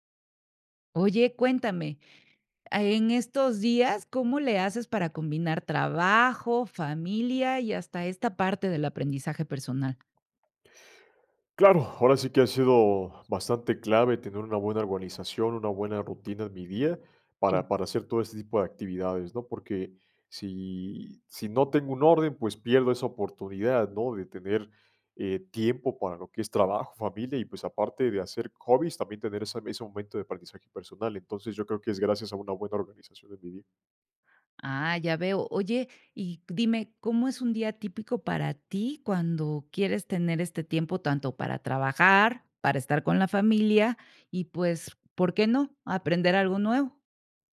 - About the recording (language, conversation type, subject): Spanish, podcast, ¿Cómo combinas el trabajo, la familia y el aprendizaje personal?
- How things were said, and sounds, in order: tapping